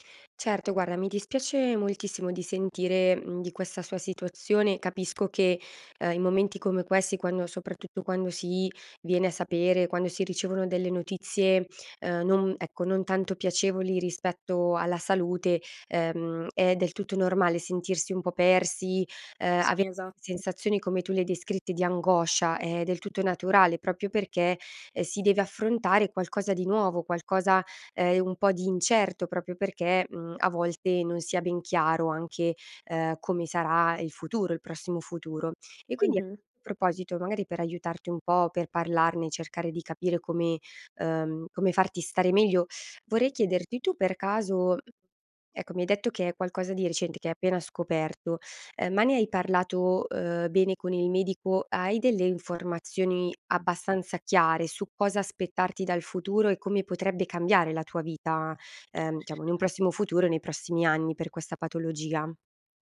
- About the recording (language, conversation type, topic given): Italian, advice, Come posso gestire una diagnosi medica incerta mentre aspetto ulteriori esami?
- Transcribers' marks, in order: "proprio" said as "propio"; "proprio" said as "propio"